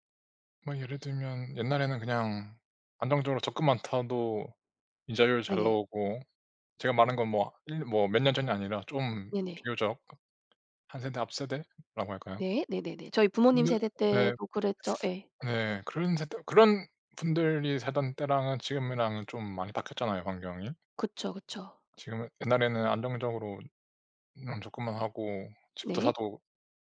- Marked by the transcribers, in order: tapping; teeth sucking; other background noise
- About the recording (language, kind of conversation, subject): Korean, unstructured, 돈에 관해 가장 놀라운 사실은 무엇인가요?